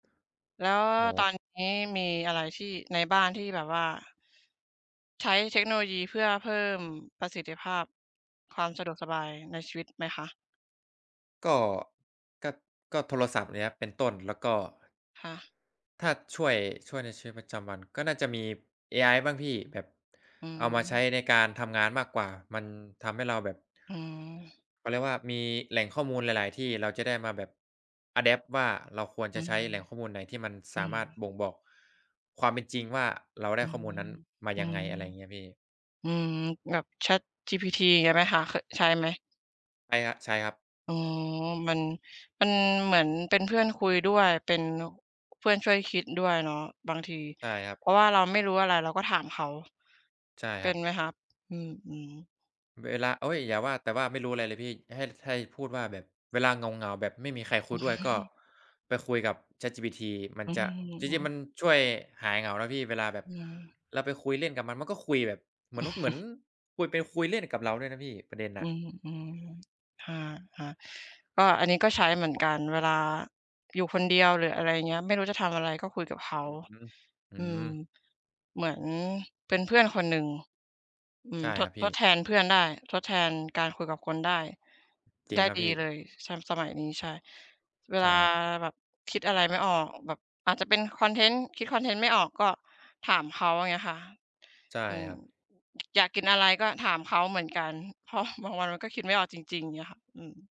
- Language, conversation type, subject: Thai, unstructured, เทคโนโลยีได้เปลี่ยนแปลงวิถีชีวิตของคุณอย่างไรบ้าง?
- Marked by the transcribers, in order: other background noise; tapping; other noise; in English: "อะแดปต์"; chuckle; laughing while speaking: "อืม อือ"; chuckle